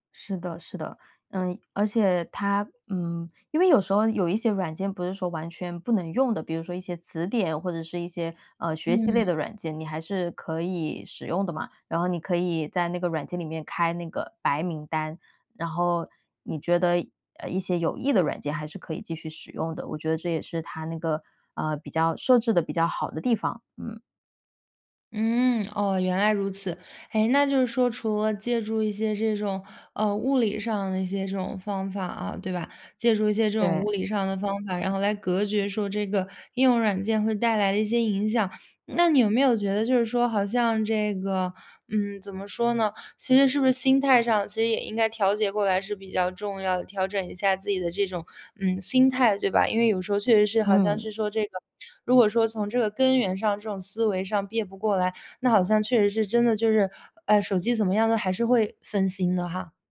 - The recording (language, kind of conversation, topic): Chinese, podcast, 你会用哪些方法来对抗手机带来的分心？
- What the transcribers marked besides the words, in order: other background noise